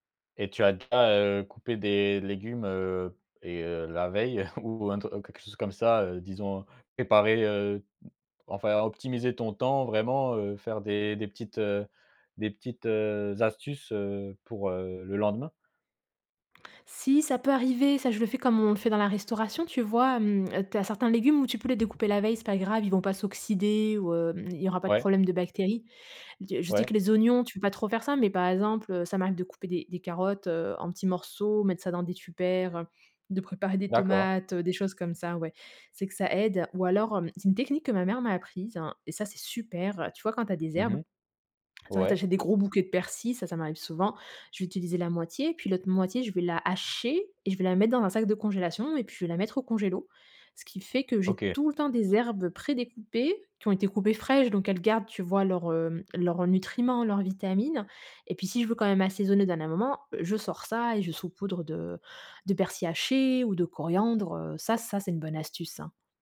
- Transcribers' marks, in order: other background noise; chuckle; stressed: "astuces"; "tupperwares" said as "tupper"; "congélateur" said as "congélo"; stressed: "tout"
- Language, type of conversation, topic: French, podcast, Comment t’organises-tu pour cuisiner quand tu as peu de temps ?